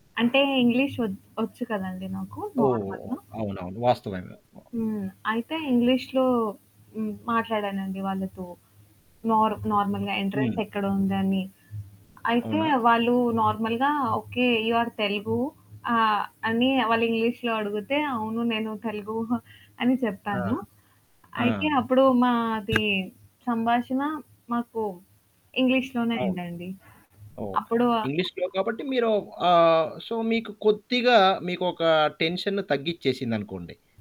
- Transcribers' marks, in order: static; in English: "నార్మల్‌గా!"; in English: "నార్మల్‌గా ఎంట్రన్స్"; in English: "నార్మల్‌గా"; in English: "యూ ఆర్"; chuckle; other background noise; distorted speech; in English: "సో"; in English: "టెన్షన్‌ను"
- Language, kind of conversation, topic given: Telugu, podcast, మొదటి సారి మీరు ప్రయాణానికి బయలుదేరిన అనుభవం గురించి చెప్పగలరా?